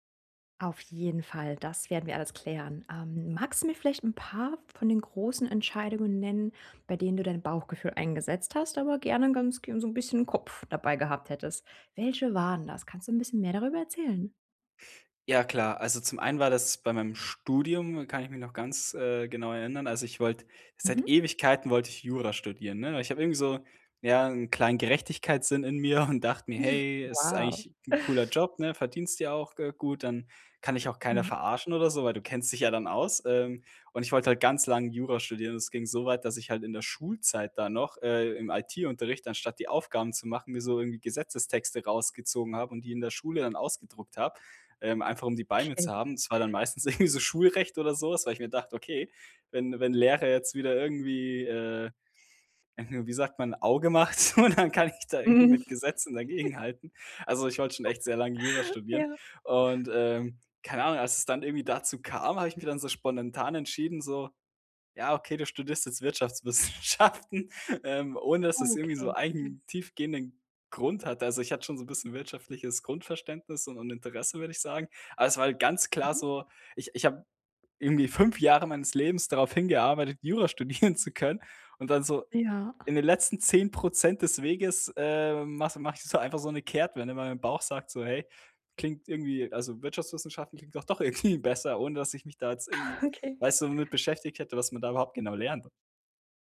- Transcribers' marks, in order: other noise; laughing while speaking: "irgendwie so"; laughing while speaking: "und dann kann ich da"; giggle; laugh; "spontan" said as "sponentan"; laughing while speaking: "Wirtschaftswissenschaften"; laughing while speaking: "studieren"; laughing while speaking: "irgendwie"; chuckle
- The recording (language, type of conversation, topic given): German, advice, Wie entscheide ich bei wichtigen Entscheidungen zwischen Bauchgefühl und Fakten?
- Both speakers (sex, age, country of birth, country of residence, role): female, 30-34, Ukraine, Germany, advisor; male, 25-29, Germany, Germany, user